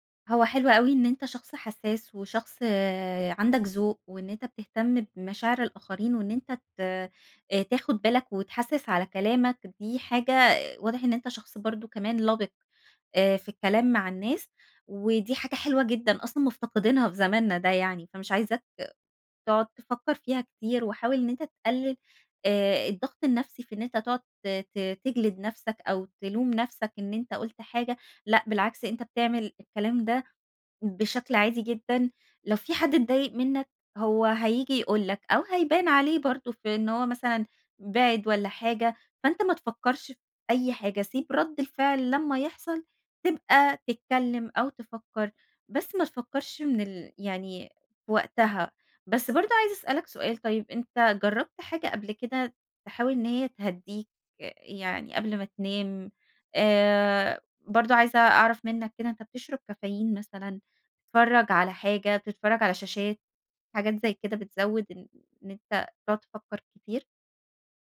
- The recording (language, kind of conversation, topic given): Arabic, advice, إزاي بتمنعك الأفكار السريعة من النوم والراحة بالليل؟
- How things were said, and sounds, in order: tapping